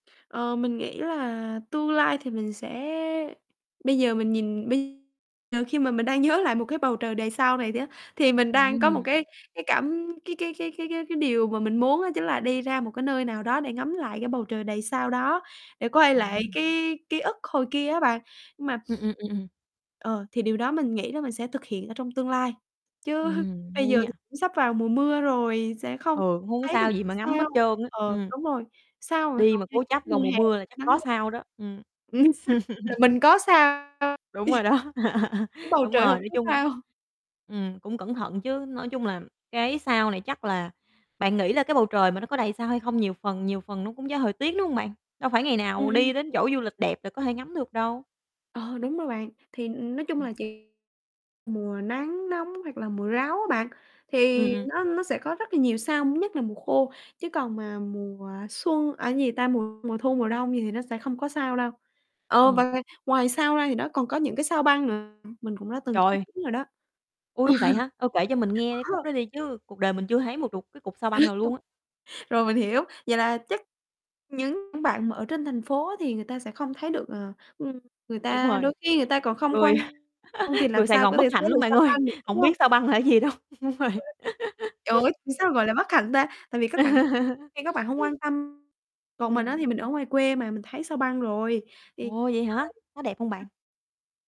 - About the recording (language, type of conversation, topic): Vietnamese, podcast, Lần gần nhất bạn ngước nhìn bầu trời đầy sao là khi nào?
- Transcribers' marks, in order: tapping; distorted speech; laughing while speaking: "nhớ"; other background noise; static; laughing while speaking: "quay"; sniff; laughing while speaking: "chứ"; laugh; unintelligible speech; laughing while speaking: "đó"; laugh; laughing while speaking: "sao"; laughing while speaking: "Ờ. Có rồi"; laugh; laughing while speaking: "rồi, người"; laugh; laughing while speaking: "ơi"; laughing while speaking: "cái gì đâu, đúng rồi"; unintelligible speech; "làm" said as "ừn"; laugh; laugh